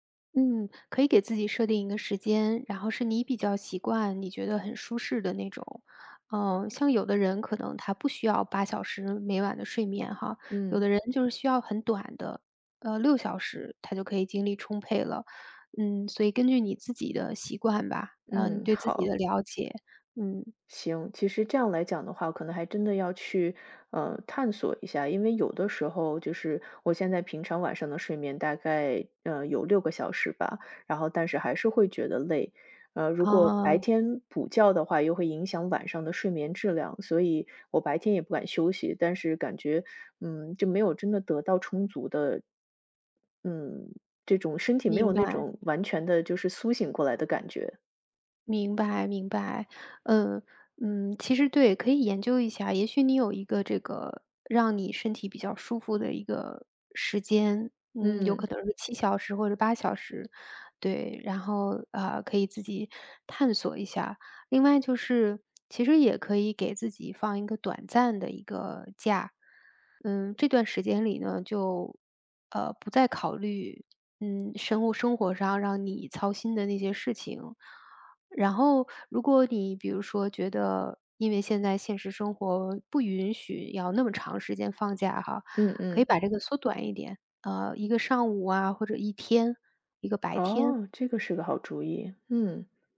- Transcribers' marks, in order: tapping; other background noise
- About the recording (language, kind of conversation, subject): Chinese, advice, 我总觉得没有休息时间，明明很累却对休息感到内疚，该怎么办？